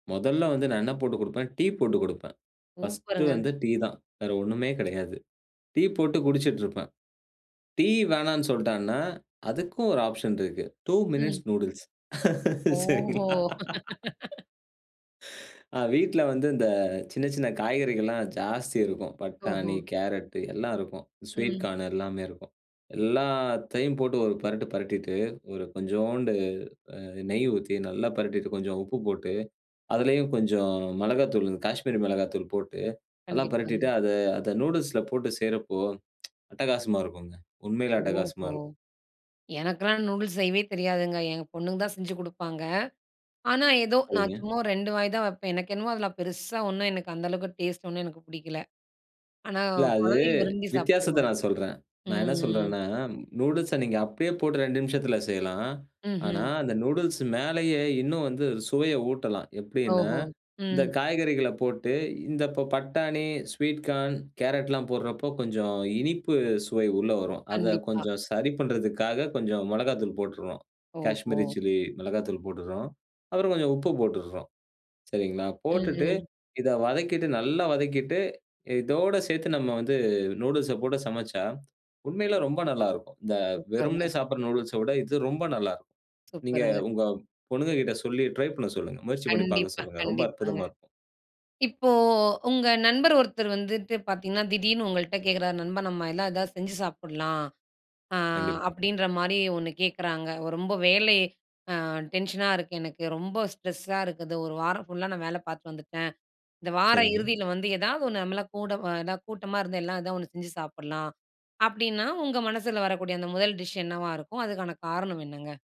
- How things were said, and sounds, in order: in English: "ஆப்ஷன்"; in English: "மினிட்ஸ் நூடில்ஸ்"; laugh; laughing while speaking: "சரிங்களா"; laugh; drawn out: "எல்லாத்தையும்"; tongue click; drawn out: "ம்"; in English: "ட்ரை"; in English: "ஸ்ட்ரெஸ்"; in English: "டிஷ்"
- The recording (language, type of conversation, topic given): Tamil, podcast, நண்பருக்கு மன ஆறுதல் தர நீங்கள் என்ன சமைப்பீர்கள்?